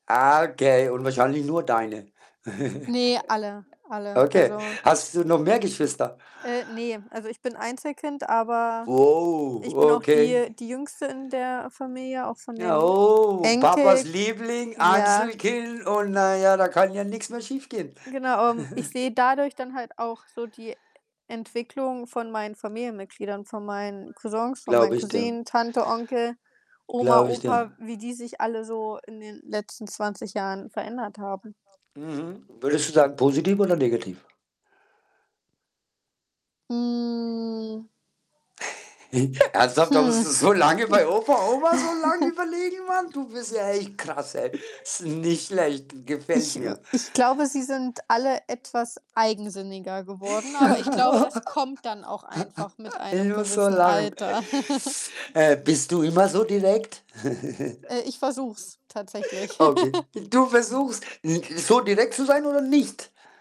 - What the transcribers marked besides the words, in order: distorted speech; giggle; tapping; background speech; static; chuckle; drawn out: "Hm"; laugh; laughing while speaking: "so lange"; giggle; put-on voice: "Oma so lange überlegen, Mann"; other background noise; laugh; giggle; chuckle; giggle; stressed: "nicht?"
- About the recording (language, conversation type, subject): German, unstructured, Hast du ein Lieblingsfoto aus deiner Kindheit, und warum ist es für dich besonders?
- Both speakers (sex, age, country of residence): female, 25-29, Germany; male, 45-49, Germany